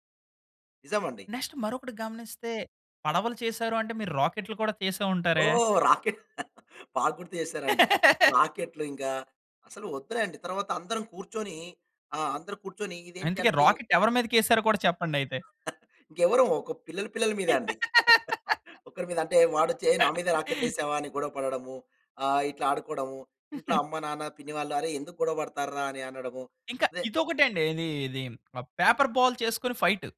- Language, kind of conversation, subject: Telugu, podcast, చిన్నప్పుడే నువ్వు ఎక్కువగా ఏ ఆటలు ఆడేవావు?
- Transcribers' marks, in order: in English: "నెక్స్ట్"; laughing while speaking: "రాకెట్, బాగా గుర్తు చేసారండి"; in English: "రాకెట్"; laugh; in English: "రాకెట్"; other background noise; laughing while speaking: "ఇంకెవరం! ఒక పిల్లల, పిల్లల మీదే అండి"; laugh; chuckle; in English: "పేపర్ బాల్"; in English: "ఫైట్"